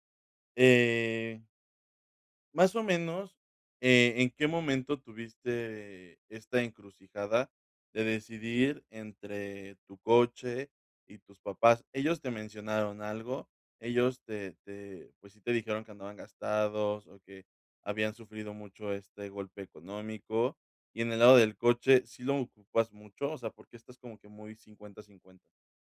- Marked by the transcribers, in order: none
- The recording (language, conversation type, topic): Spanish, advice, ¿Cómo puedo cambiar o corregir una decisión financiera importante que ya tomé?